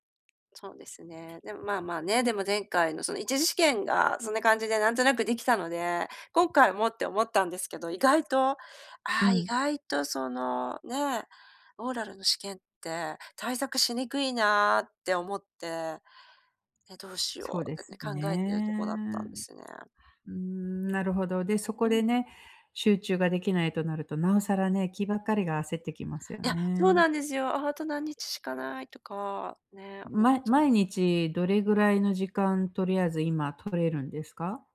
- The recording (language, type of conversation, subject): Japanese, advice, 集中して作業する時間をどうやって確保すればよいですか？
- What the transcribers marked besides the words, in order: none